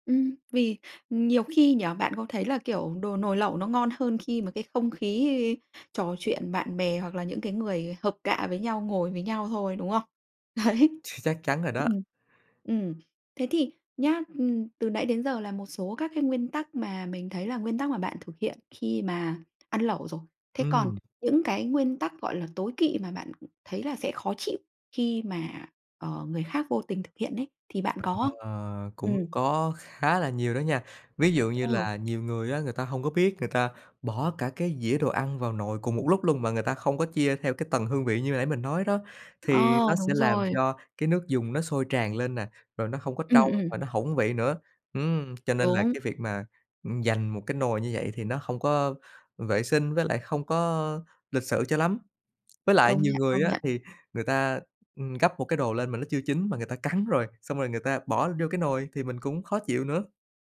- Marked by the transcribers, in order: laughing while speaking: "Đấy"; tapping; other background noise
- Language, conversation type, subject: Vietnamese, podcast, Bạn có quy tắc nào khi ăn lẩu hay không?